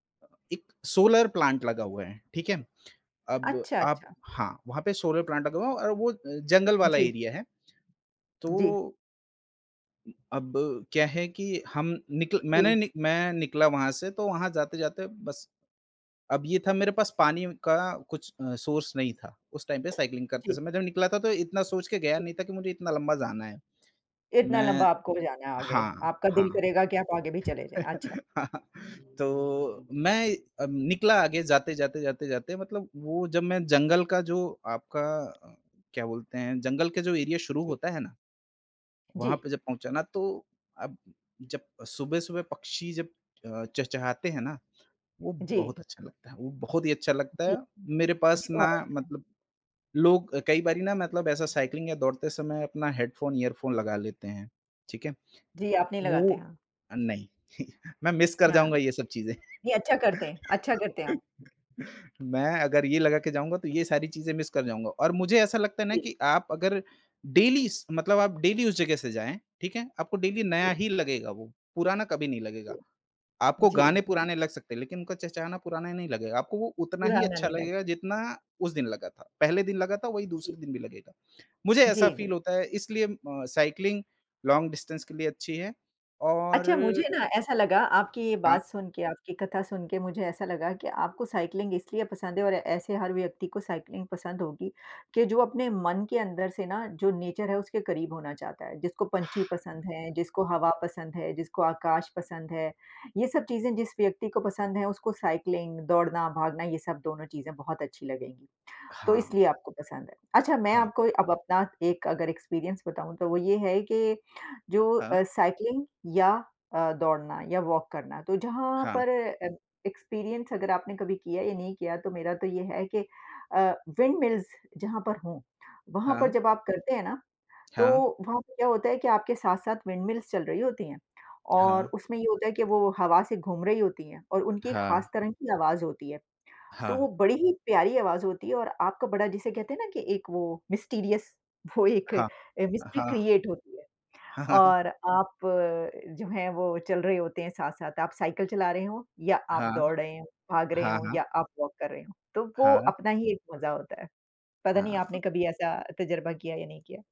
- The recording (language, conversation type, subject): Hindi, unstructured, आपकी राय में साइकिल चलाना और दौड़ना—इनमें से अधिक रोमांचक क्या है?
- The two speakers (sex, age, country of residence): female, 50-54, United States; male, 30-34, India
- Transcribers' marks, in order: in English: "एरिया"; tapping; in English: "सोर्स"; in English: "टाइम"; in English: "साइक्लिंग"; horn; chuckle; in English: "एरिया"; other noise; in English: "साइक्लिंग"; chuckle; in English: "मिस"; laugh; in English: "मिस"; in English: "डेली"; in English: "डेली"; in English: "डेली"; in English: "फ़ील"; in English: "साइक्लिंग, लॉन्ग डिस्टेंस"; other background noise; in English: "साइक्लिंग"; in English: "साइक्लिंग"; in English: "नेचर"; in English: "साइक्लिंग"; in English: "एक्सपीरियंस"; in English: "साइक्लिंग"; in English: "वॉक"; in English: "एक्सपीरियंस"; in English: "विंड मिल्स"; in English: "विंड मिल्स"; in English: "मिस्टीरियस"; laughing while speaking: "वो एक"; in English: "मिस्ट्री क्रिएट"; laughing while speaking: "हाँ"; chuckle; in English: "वॉक"